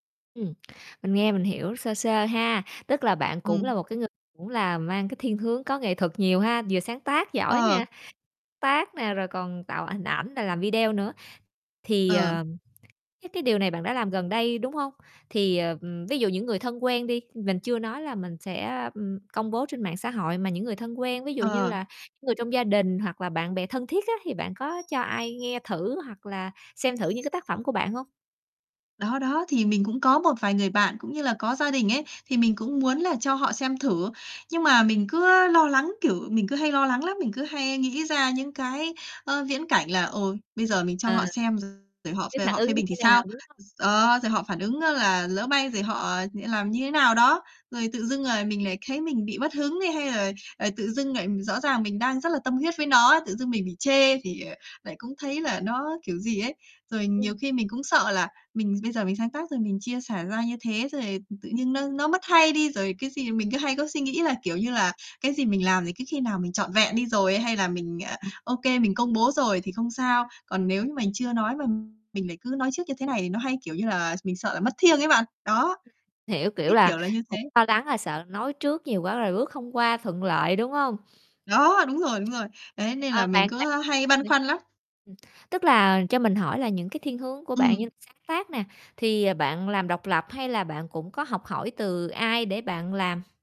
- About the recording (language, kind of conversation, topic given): Vietnamese, advice, Bạn lo lắng điều gì nhất khi muốn chia sẻ tác phẩm sáng tạo của mình với người khác?
- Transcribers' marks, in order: distorted speech; tapping; other background noise